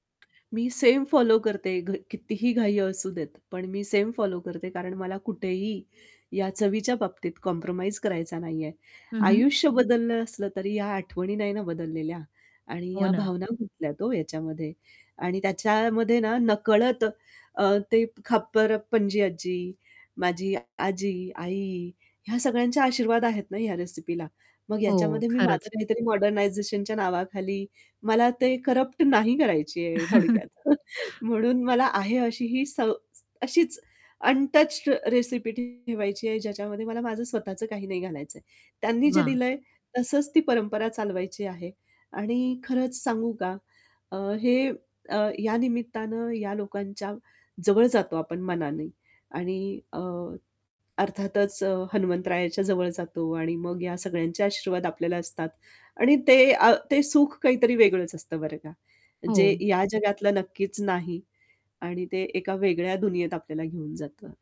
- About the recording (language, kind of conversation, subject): Marathi, podcast, स्वयंपाकात तुमच्यासाठी खास आठवण जपलेली कोणती रेसिपी आहे?
- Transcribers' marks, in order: static; tapping; in English: "कॉम्प्रोमाईज"; distorted speech; "खापरपणजी" said as "खप्पर पंजी"; in English: "मॉडर्नायझेशनच्या"; chuckle; chuckle; in English: "अनटच्ड"